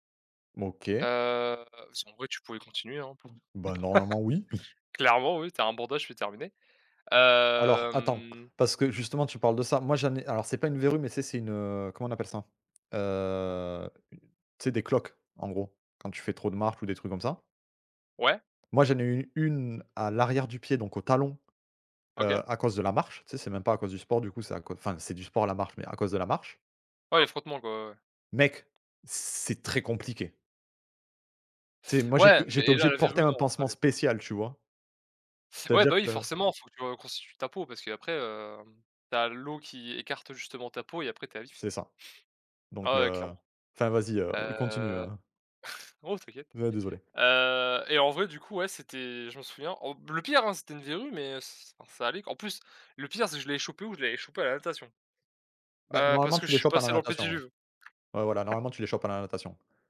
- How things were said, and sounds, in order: other background noise; chuckle; drawn out: "hem"; tapping; chuckle; chuckle
- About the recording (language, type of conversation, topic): French, unstructured, Que penses-tu du sport en groupe ?